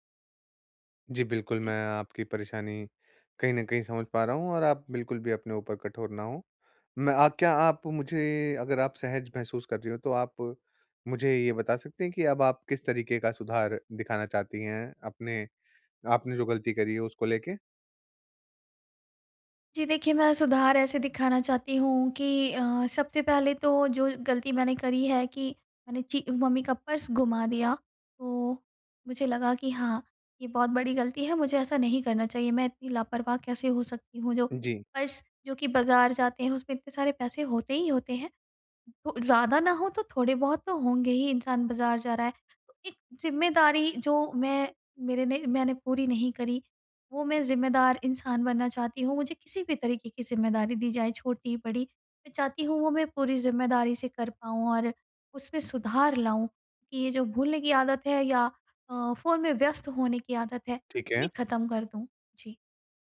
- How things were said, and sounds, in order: in English: "पर्स"; in English: "पर्स"
- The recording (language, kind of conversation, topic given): Hindi, advice, गलती की जिम्मेदारी लेकर माफी कैसे माँगूँ और सुधार कैसे करूँ?